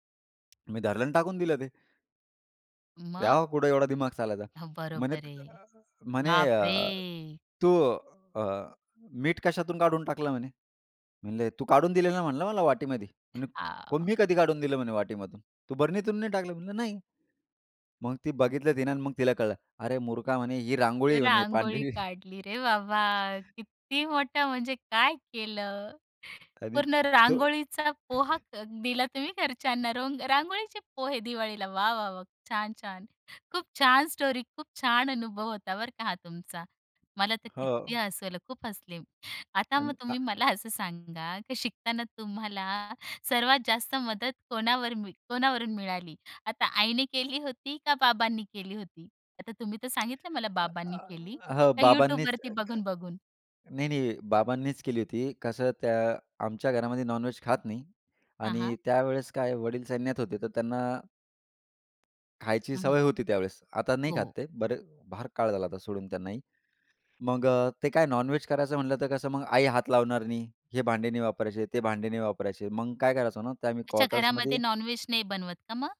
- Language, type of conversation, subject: Marathi, podcast, नवीन स्वयंपाककला शिकायला तुम्ही कशी सुरुवात केली?
- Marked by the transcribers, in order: tapping; surprised: "बापरे!"; other background noise; laughing while speaking: "पांढरी"; chuckle; chuckle; in English: "स्टोरी"; unintelligible speech; "फार" said as "भार"